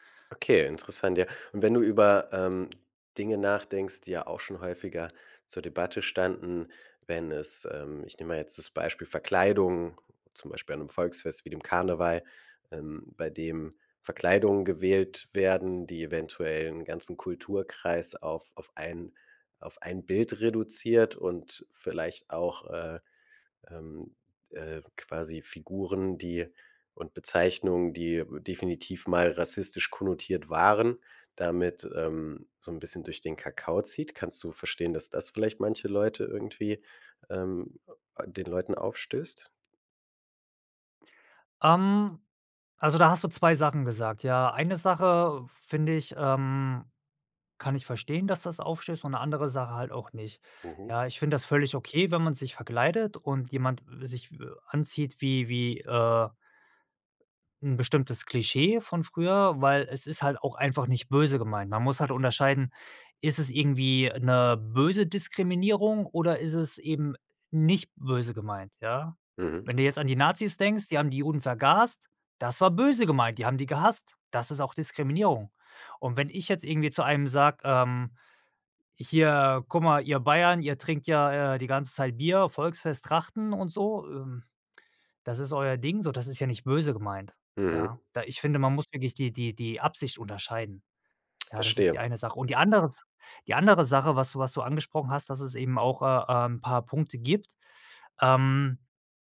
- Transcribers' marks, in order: tapping; other background noise
- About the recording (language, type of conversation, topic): German, podcast, Wie gehst du mit kultureller Aneignung um?